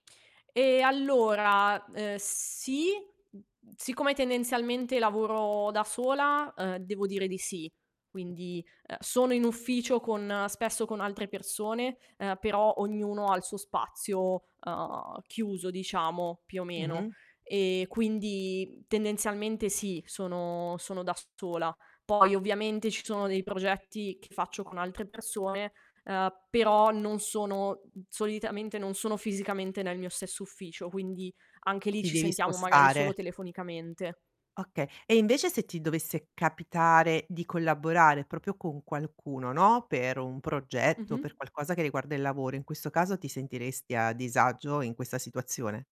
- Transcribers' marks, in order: distorted speech; other background noise; tapping; "proprio" said as "propio"
- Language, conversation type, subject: Italian, podcast, Preferisci lavorare al bar con un caffè o in uno studio silenzioso?